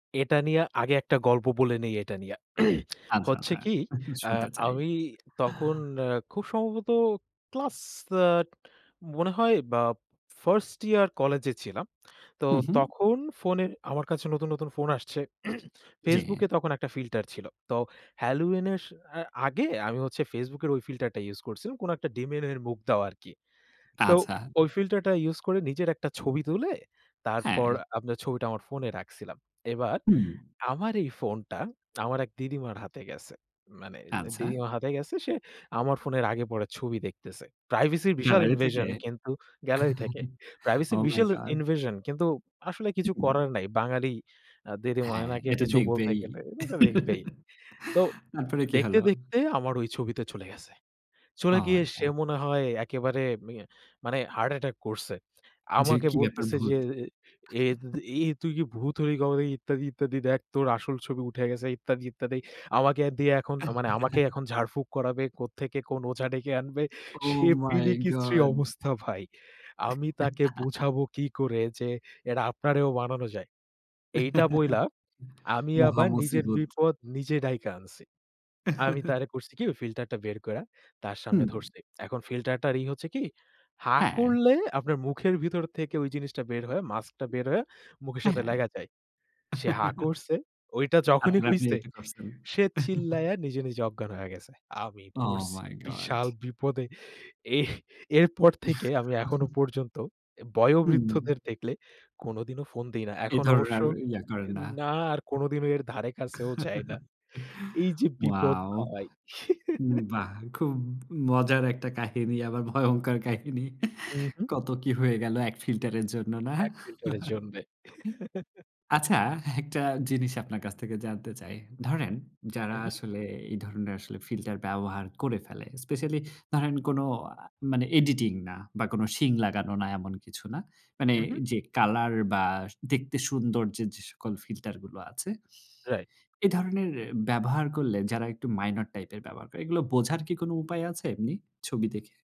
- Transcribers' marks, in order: throat clearing; chuckle; other background noise; throat clearing; in English: "demon"; lip smack; chuckle; "বিশাল" said as "বিশেল"; chuckle; laughing while speaking: "তারপরে কি হলো?"; "এটা" said as "এজা"; chuckle; chuckle; surprised: "ওহ মাই গড!"; chuckle; laughing while speaking: "সে বিদিকিচ্ছিরি অবস্থা ভাই"; "বিতিকিচ্ছিরি" said as "বিদিকিচ্ছিরি"; chuckle; chuckle; chuckle; chuckle; chuckle; chuckle; laughing while speaking: "এইযে বিপদ ভাই"; laughing while speaking: "ভয়ংকর কাহিনী। কত কী হয়ে গেল এক ফিল্টার এর জন্য, না?"; chuckle; chuckle; chuckle
- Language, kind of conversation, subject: Bengali, podcast, ফিল্টার ও সম্পাদিত ছবি দেখলে আত্মমর্যাদা কীভাবে প্রভাবিত হয়?